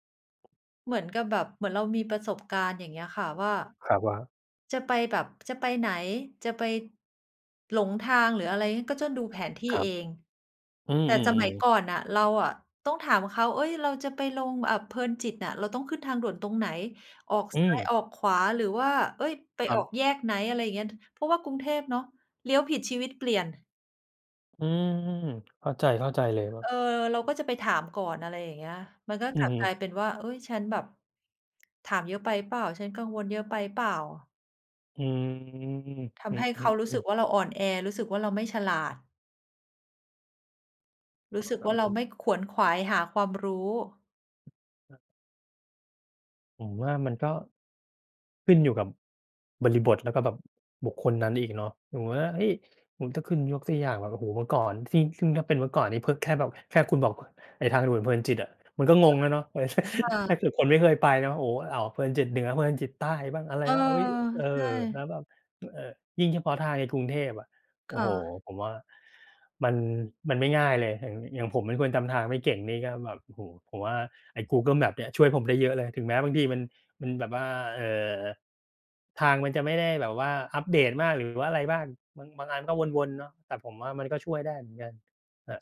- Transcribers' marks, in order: tapping; other background noise; drawn out: "อืม"; laughing while speaking: "ใช่"
- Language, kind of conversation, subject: Thai, unstructured, คุณคิดว่าการขอความช่วยเหลือเป็นเรื่องอ่อนแอไหม?